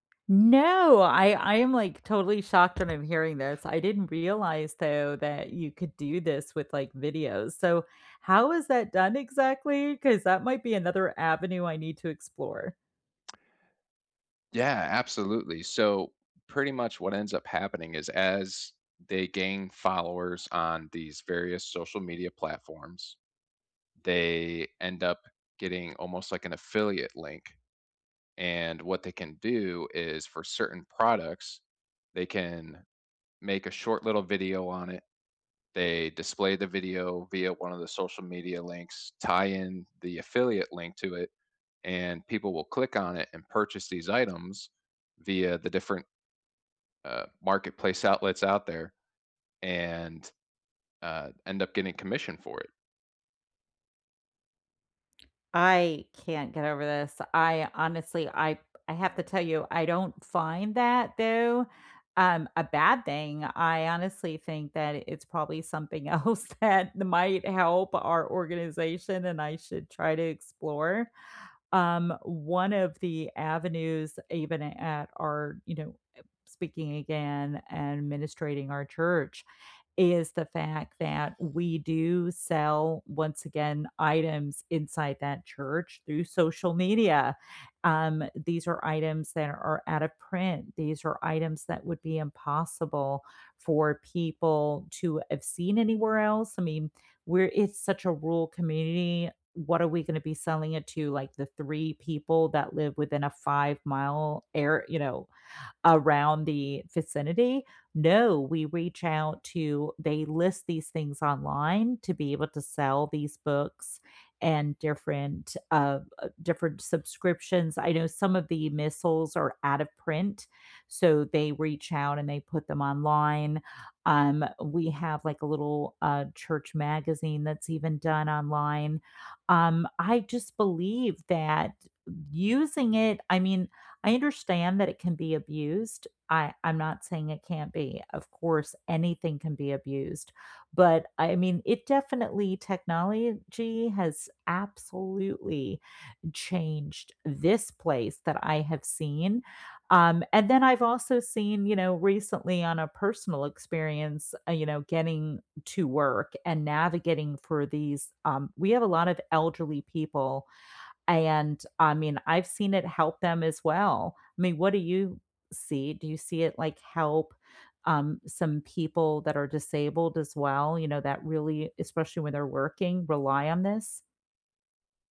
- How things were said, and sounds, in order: stressed: "No"; tapping; other background noise; other noise; laughing while speaking: "else"; "Technology" said as "Techoleogy"; stressed: "this"
- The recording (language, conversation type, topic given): English, unstructured, How is technology changing your everyday work, and which moments stand out most?
- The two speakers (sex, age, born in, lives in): female, 50-54, United States, United States; male, 35-39, United States, United States